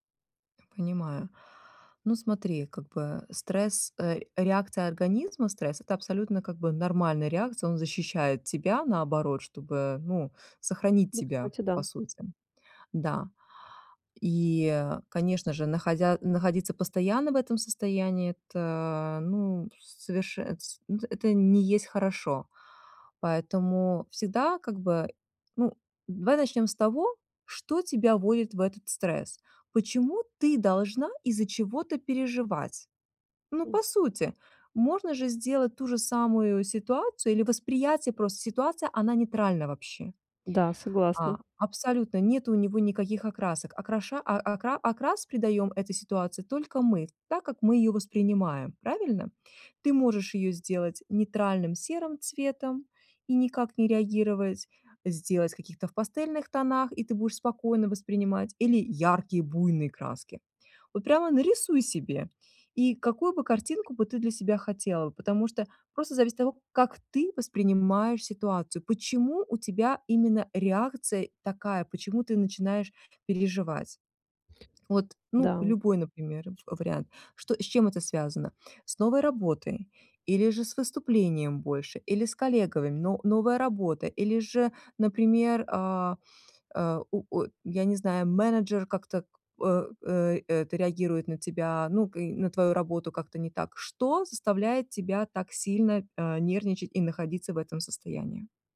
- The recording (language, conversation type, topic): Russian, advice, Какие короткие техники помогут быстро снизить уровень стресса?
- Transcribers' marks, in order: tapping